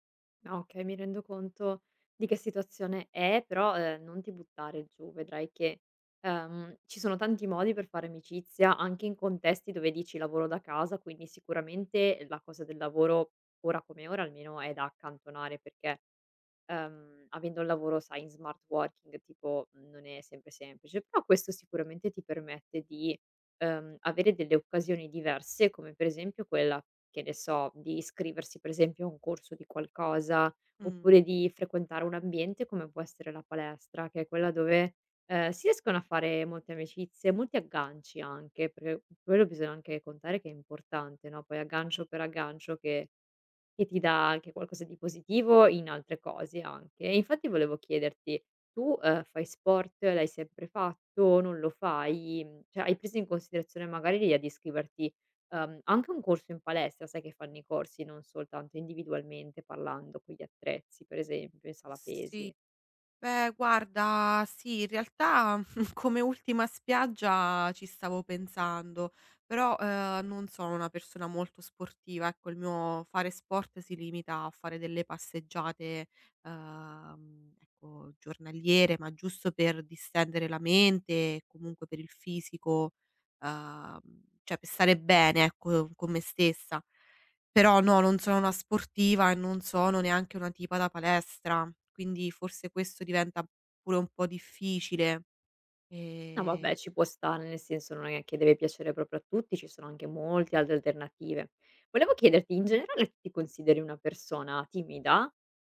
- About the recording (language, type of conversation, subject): Italian, advice, Come posso fare nuove amicizie e affrontare la solitudine nella mia nuova città?
- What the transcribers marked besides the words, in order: tapping; "amicizia" said as "micizia"; "sempre" said as "sempe"; "bisogna" said as "bisoa"; "cioè" said as "ceh"; other background noise; chuckle; "per" said as "pe"; "proprio" said as "propio"; stressed: "molti"